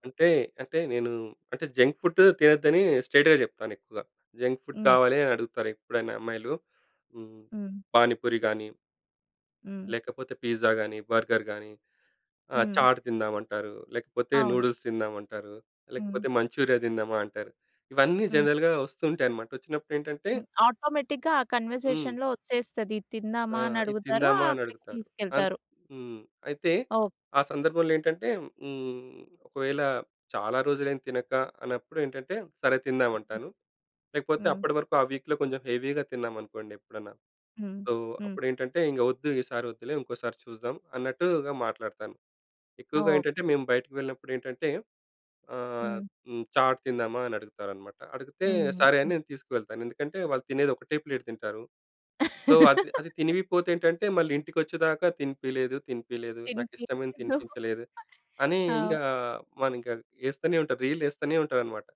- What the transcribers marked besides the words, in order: in English: "జంక్ ఫుడ్"; in English: "స్ట్రెయిట్‌గా"; in English: "జంక్ ఫుడ్"; in English: "పిజ్జా"; in English: "బర్గర్"; in English: "చాట్"; in English: "నూడిల్స్"; in English: "జనరల్‌గా"; in English: "ఆటోమేటిక్‌గా"; in English: "కన్వర్జేషన్‌లో"; in English: "వీక్‍లో"; other noise; in English: "హెవీగా"; in English: "సో"; in English: "చాట్"; in English: "ప్లేట్"; in English: "సో"; laugh; unintelligible speech; chuckle; in English: "రీల్"
- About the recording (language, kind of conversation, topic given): Telugu, podcast, ఎవరైనా వ్యక్తి అభిరుచిని తెలుసుకోవాలంటే మీరు ఏ రకమైన ప్రశ్నలు అడుగుతారు?